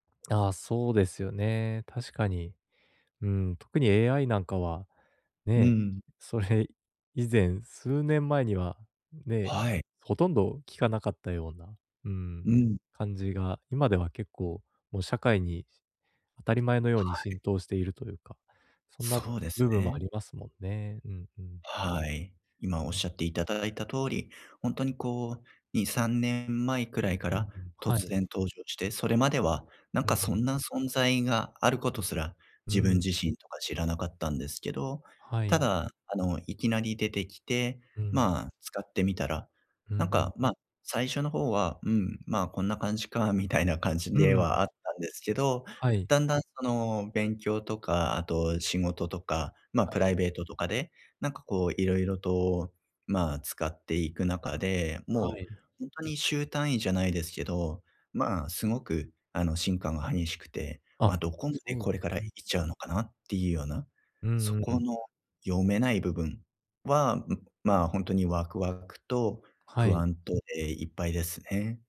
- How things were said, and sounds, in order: tapping; other background noise
- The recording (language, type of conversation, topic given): Japanese, advice, 不確実な状況にどう向き合えば落ち着いて過ごせますか？